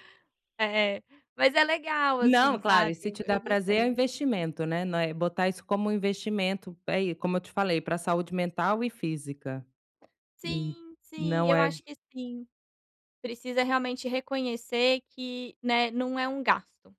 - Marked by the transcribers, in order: tapping; other background noise
- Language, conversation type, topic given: Portuguese, advice, Como posso encontrar mais tempo para as minhas paixões?